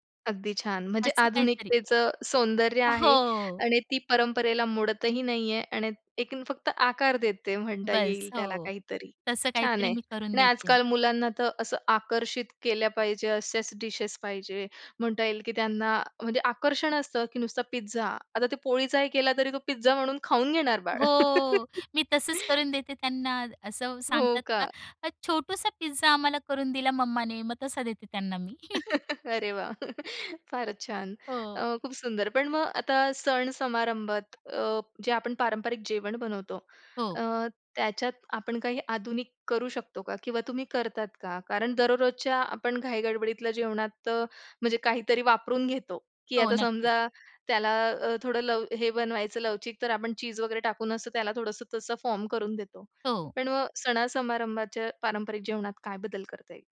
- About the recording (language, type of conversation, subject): Marathi, podcast, तुझ्या जेवणात पारंपरिक आणि आधुनिक गोष्टींचं मिश्रण नेमकं कसं असतं?
- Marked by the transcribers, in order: tapping; drawn out: "हो"; laugh; chuckle; laughing while speaking: "अरे वाह!"; chuckle; in English: "फॉर्म"